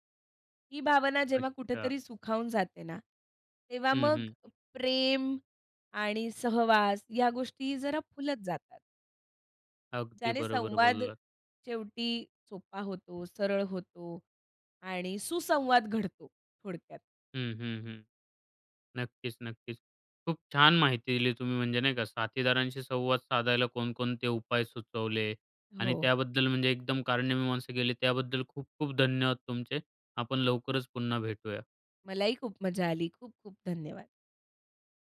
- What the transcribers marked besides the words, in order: none
- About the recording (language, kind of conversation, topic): Marathi, podcast, साथीदाराशी संवाद सुधारण्यासाठी कोणते सोपे उपाय सुचवाल?